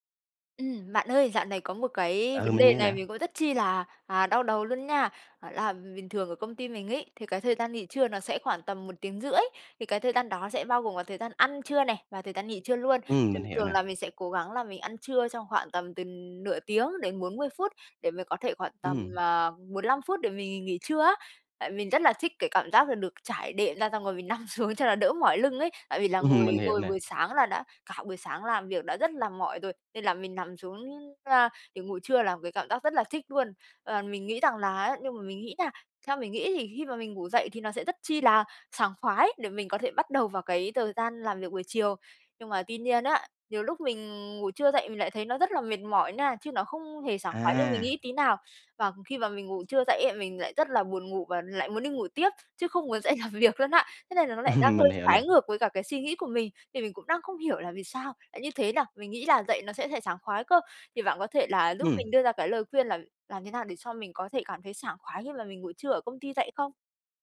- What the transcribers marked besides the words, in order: background speech; tapping; laughing while speaking: "nằm xuống"; laughing while speaking: "Ừm"; laughing while speaking: "dậy làm việc"; laughing while speaking: "Ừm"; other background noise
- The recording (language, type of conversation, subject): Vietnamese, advice, Làm sao để không cảm thấy uể oải sau khi ngủ ngắn?